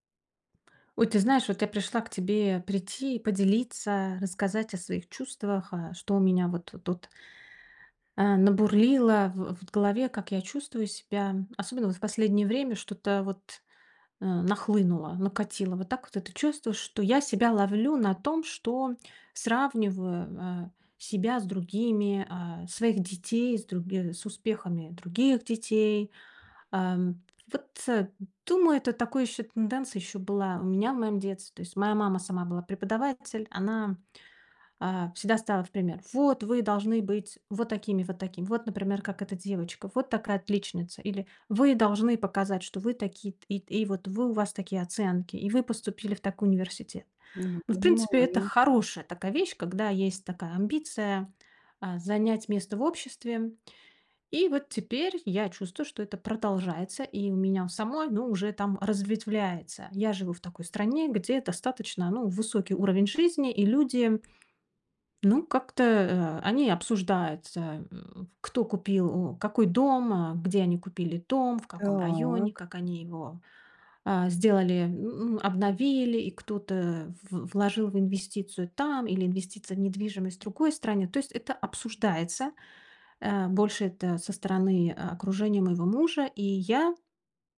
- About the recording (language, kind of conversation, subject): Russian, advice, Почему я постоянно сравниваю свои вещи с вещами других и чувствую неудовлетворённость?
- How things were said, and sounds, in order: tapping